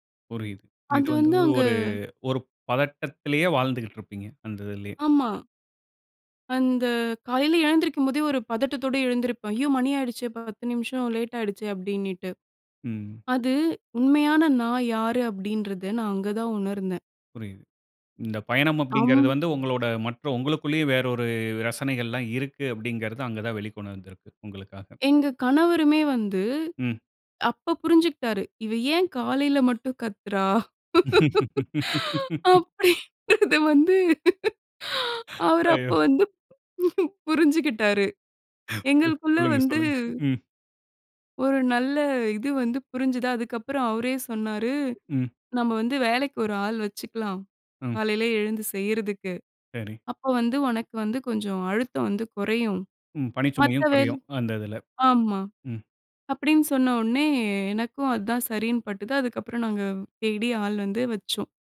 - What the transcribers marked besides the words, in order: other background noise; laugh; laughing while speaking: "அப்படின்றது வந்து. அவர் அப்ப வந்து புரிஞ்சுகிட்டாரு"; inhale; laughing while speaking: "குருக் சொல்லுங்க, சொல்லுங்க. ம்"
- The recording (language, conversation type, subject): Tamil, podcast, பயணத்தில் நீங்கள் கற்றுக்கொண்ட முக்கியமான பாடம் என்ன?